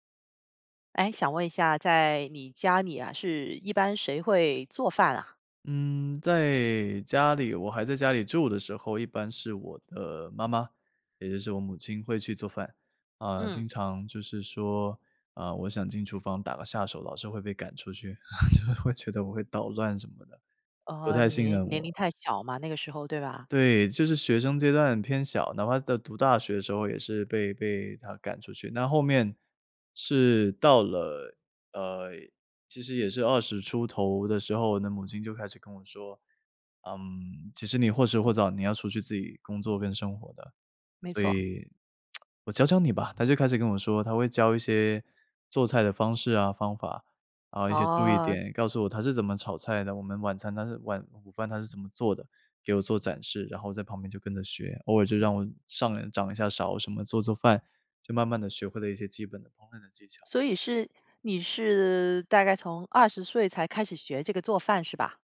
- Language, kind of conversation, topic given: Chinese, podcast, 你是怎么开始学做饭的？
- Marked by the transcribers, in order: chuckle; laughing while speaking: "会觉得"; other background noise; "在" said as "的"; tsk